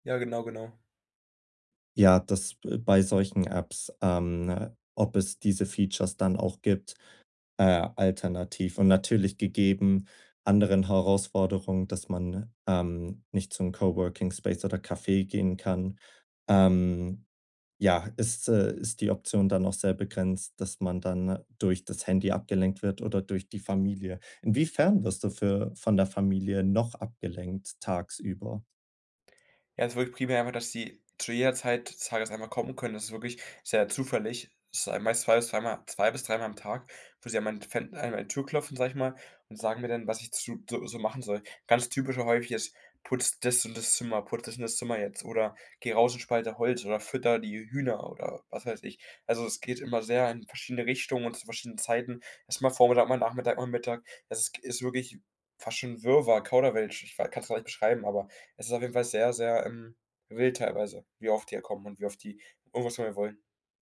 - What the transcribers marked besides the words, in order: in English: "Features"; in English: "Coworking Space"
- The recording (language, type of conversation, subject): German, advice, Wie kann ich Ablenkungen reduzieren, wenn ich mich lange auf eine Aufgabe konzentrieren muss?